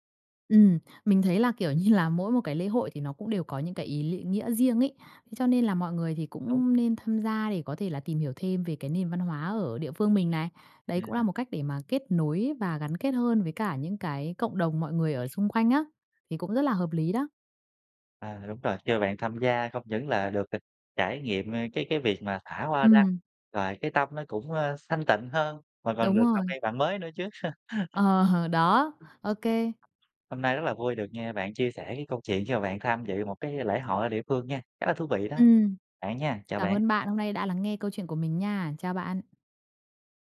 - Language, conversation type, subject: Vietnamese, podcast, Bạn có thể kể về một lần bạn thử tham gia lễ hội địa phương không?
- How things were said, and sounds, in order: bird; other background noise; laughing while speaking: "Ờ"; laugh